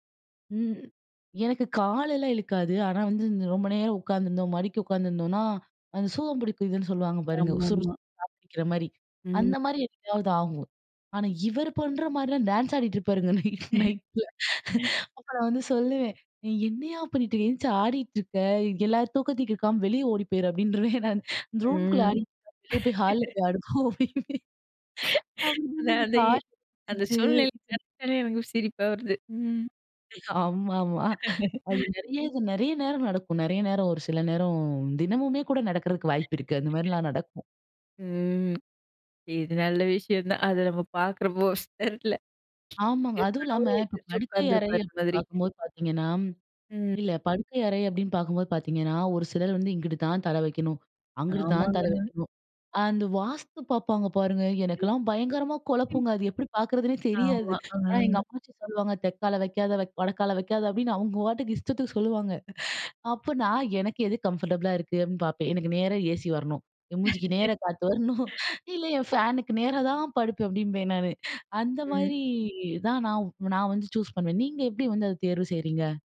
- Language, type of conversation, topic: Tamil, podcast, படுக்கையறையை ஓய்வுக்கு ஏற்றவாறு நீங்கள் எப்படி அமைத்துக்கொள்கிறீர்கள்?
- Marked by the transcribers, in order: unintelligible speech; laugh; laughing while speaking: "நைட் நைட்ல. அப்ப நா வந்து சொல்லுவேன்"; laughing while speaking: "அப்படீன்றுவேன் நான்"; laugh; other background noise; laughing while speaking: "அந்த அந்த இ அந்த சூழ்நிலை நெனச்சாலே எனக்கு சிரிப்பா வருது"; laughing while speaking: "போ. அப்படீம்பேன்"; unintelligible speech; laughing while speaking: "ஆமா, ஆமா"; laugh; unintelligible speech; drawn out: "ம்"; laughing while speaking: "அது நம்ம பார்க்கறப்போ ஸ் தெர்ல"; drawn out: "ம்"; other noise; in English: "கம்ஃபர்டபுலா"; laugh; laughing while speaking: "காத்து வரணும். இல்ல, என் ஃபேனுக்கு நேரா தான் படுப்பேன் அப்படீம்பேன் நானு"; in English: "சூஸ்"